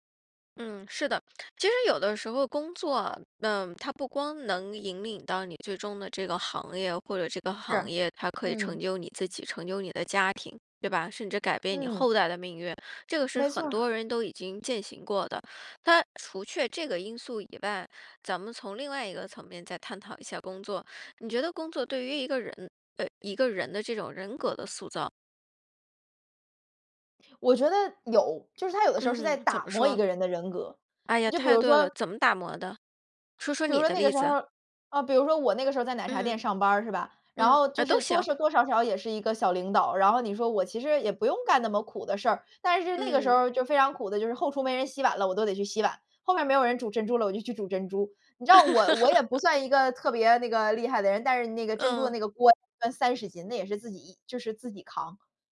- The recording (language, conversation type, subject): Chinese, podcast, 工作对你来说代表了什么？
- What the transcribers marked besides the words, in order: laugh